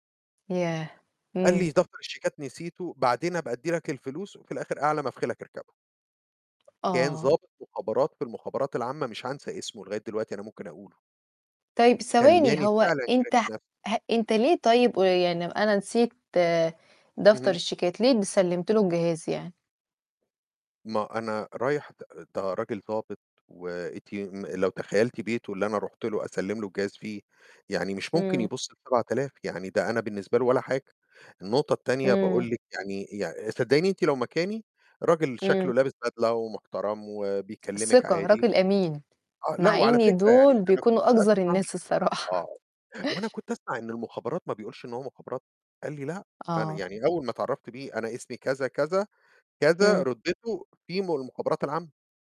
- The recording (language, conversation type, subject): Arabic, unstructured, إيه أهمية إن يبقى عندنا صندوق طوارئ مالي؟
- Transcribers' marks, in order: laugh